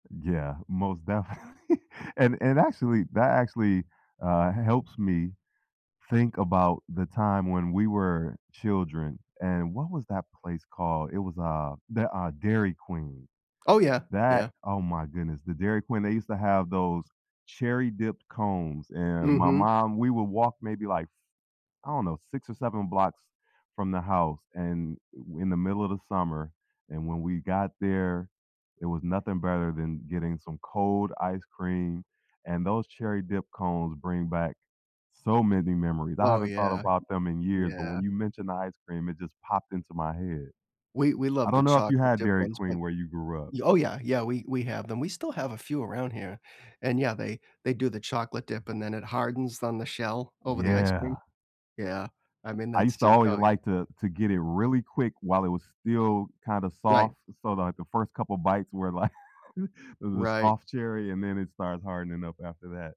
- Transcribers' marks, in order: laughing while speaking: "definitely"; tapping; other background noise; laughing while speaking: "like"
- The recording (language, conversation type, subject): English, unstructured, What is a food memory that means a lot to you?
- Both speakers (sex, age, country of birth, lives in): male, 50-54, United States, United States; male, 60-64, United States, United States